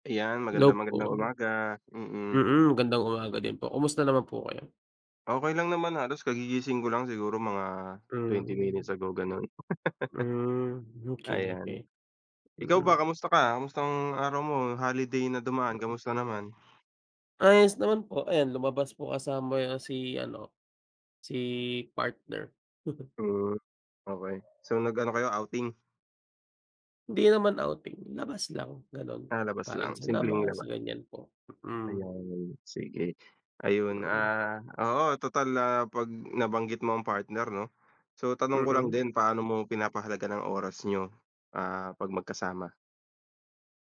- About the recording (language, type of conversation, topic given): Filipino, unstructured, Paano ninyo pinahahalagahan ang oras na magkasama sa inyong relasyon?
- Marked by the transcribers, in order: laugh; chuckle; dog barking; other background noise